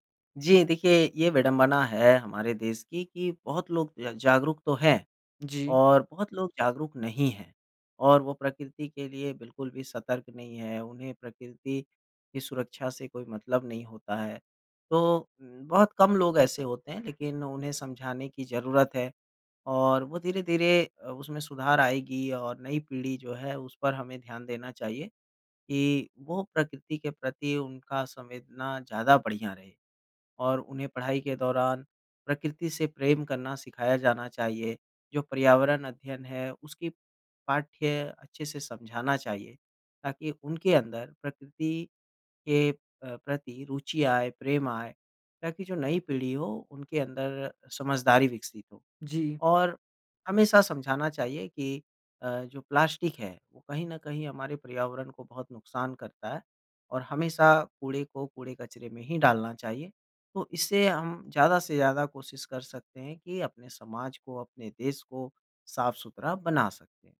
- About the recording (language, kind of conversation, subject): Hindi, podcast, कम कचरा बनाने से रोज़मर्रा की ज़िंदगी में क्या बदलाव आएंगे?
- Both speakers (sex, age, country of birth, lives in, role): male, 20-24, India, India, host; male, 25-29, India, India, guest
- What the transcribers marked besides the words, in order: tapping